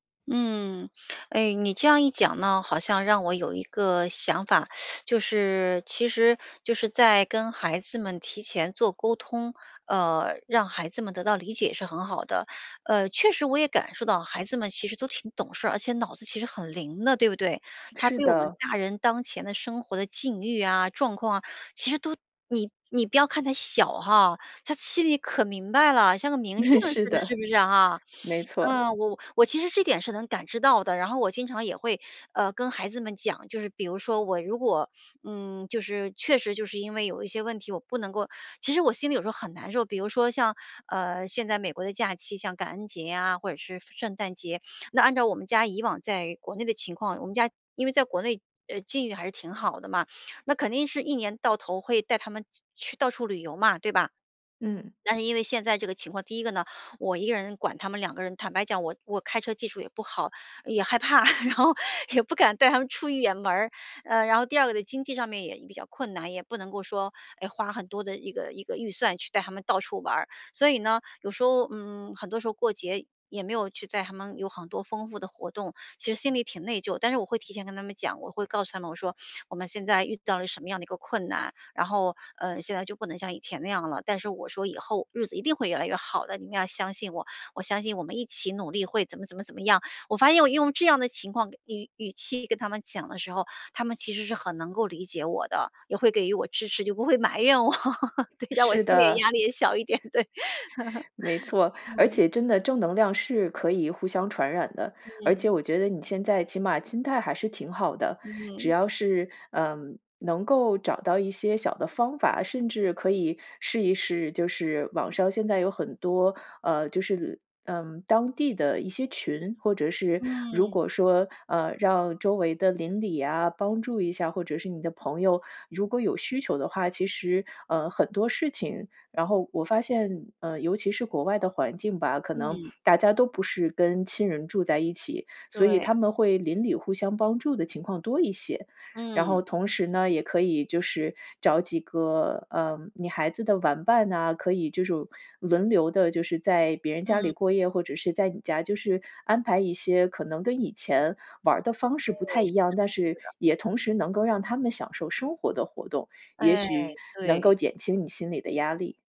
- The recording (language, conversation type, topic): Chinese, advice, 我该如何兼顾孩子的活动安排和自己的工作时间？
- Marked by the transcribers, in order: teeth sucking; chuckle; other noise; laughing while speaking: "害怕，然后"; laughing while speaking: "埋怨我，对，让我心理压力也小一点，对"